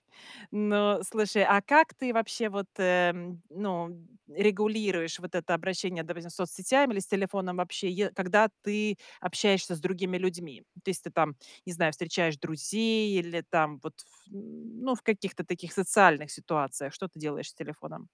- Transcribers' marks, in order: none
- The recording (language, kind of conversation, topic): Russian, podcast, Как ты обычно реагируешь, когда замечаешь, что слишком долго сидишь в телефоне?